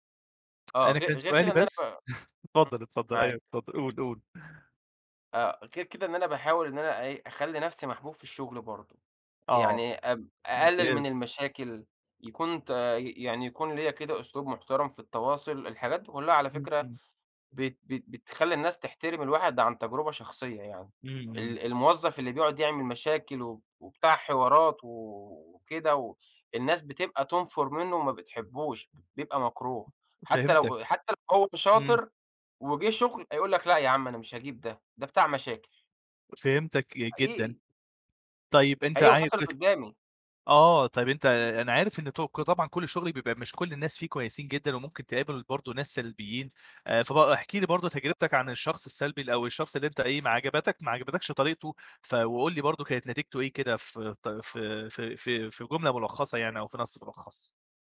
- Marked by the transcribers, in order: tapping; chuckle; other background noise
- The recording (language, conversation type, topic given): Arabic, podcast, إيه دور العلاقات والمعارف في تغيير الشغل؟